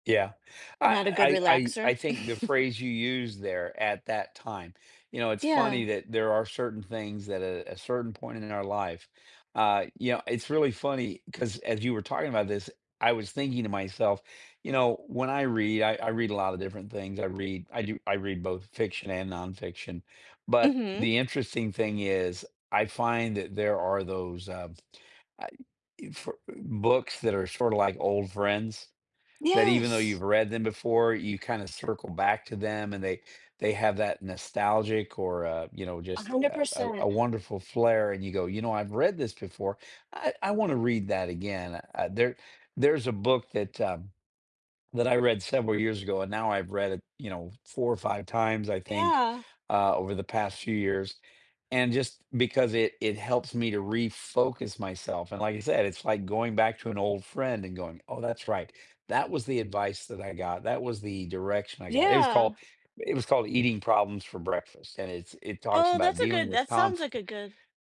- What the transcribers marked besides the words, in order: tapping; chuckle
- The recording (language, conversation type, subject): English, unstructured, How do your favorite hobbies improve your mood or well-being?
- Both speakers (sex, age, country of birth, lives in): female, 50-54, United States, United States; male, 60-64, United States, United States